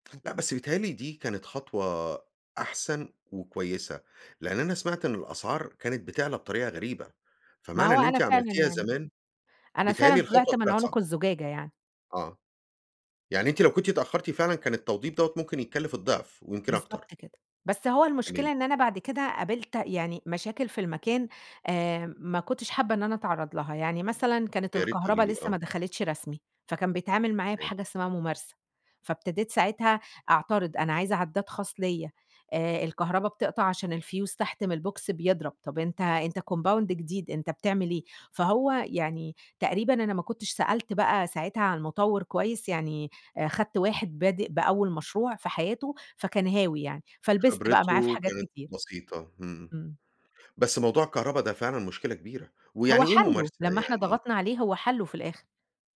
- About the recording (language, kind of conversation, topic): Arabic, podcast, إزاي اشتريت بيتك الأول، وكانت التجربة عاملة إزاي؟
- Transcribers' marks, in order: other background noise; tapping; in English: "البوكس"; in English: "كمباوند"